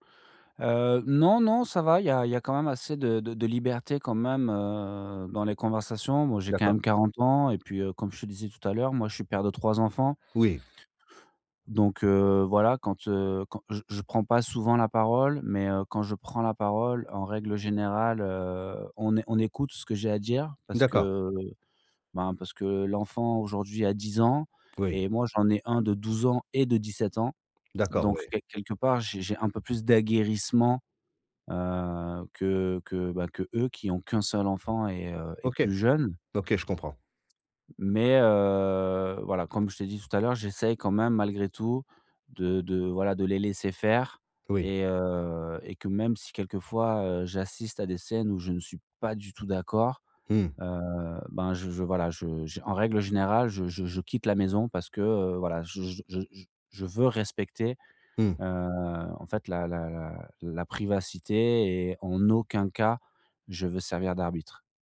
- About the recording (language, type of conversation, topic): French, advice, Comment régler calmement nos désaccords sur l’éducation de nos enfants ?
- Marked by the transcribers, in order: drawn out: "heu"; tapping; drawn out: "heu"